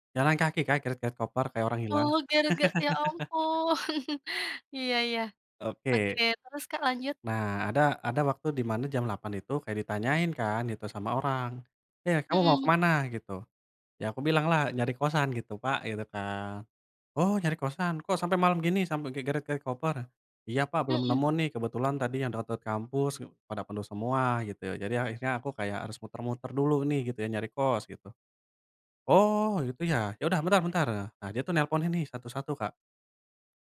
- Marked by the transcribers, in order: laugh; chuckle
- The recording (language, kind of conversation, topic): Indonesian, podcast, Pernah ketemu orang baik waktu lagi nyasar?